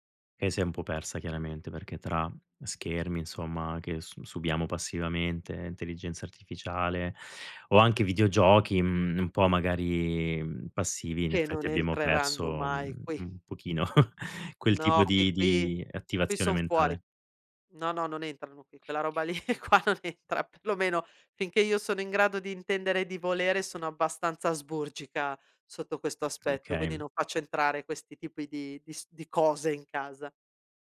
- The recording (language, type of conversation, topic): Italian, podcast, Come gestisci schermi e tecnologia prima di andare a dormire?
- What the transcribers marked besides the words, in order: chuckle; chuckle; laughing while speaking: "qua non entra per lo"